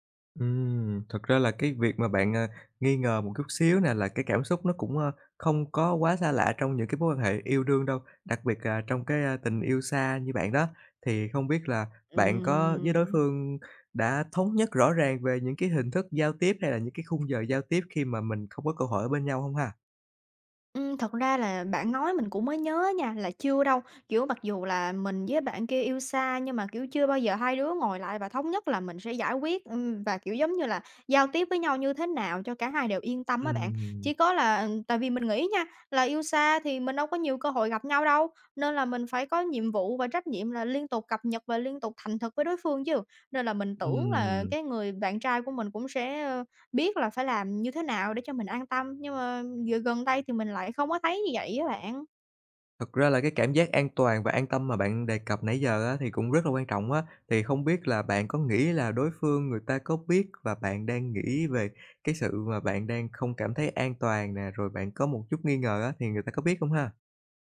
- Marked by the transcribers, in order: tapping
- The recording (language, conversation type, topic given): Vietnamese, advice, Làm sao đối diện với cảm giác nghi ngờ hoặc ghen tuông khi chưa có bằng chứng rõ ràng?